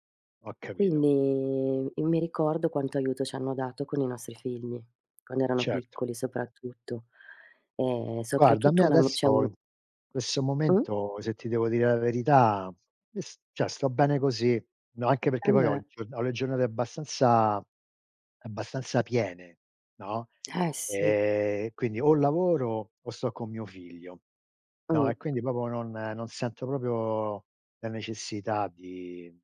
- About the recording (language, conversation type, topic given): Italian, unstructured, Come definiresti un’amicizia vera?
- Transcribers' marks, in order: "cioè" said as "cie"; tapping; "proprio" said as "propio"; "proprio" said as "popio"